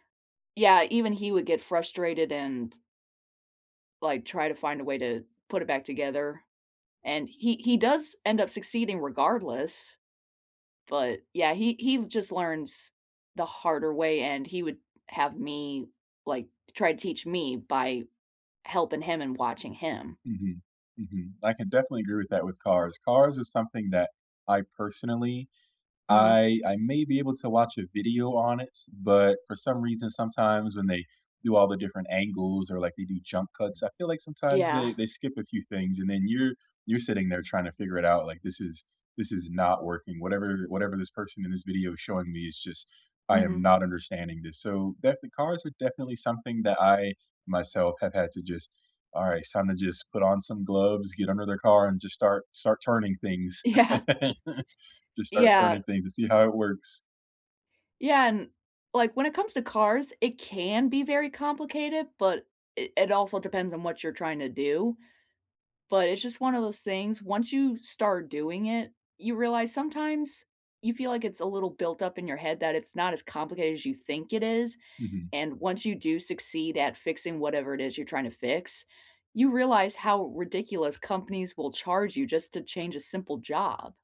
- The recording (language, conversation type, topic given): English, unstructured, What is your favorite way to learn new things?
- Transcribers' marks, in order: tapping; alarm; laughing while speaking: "Yeah"; laugh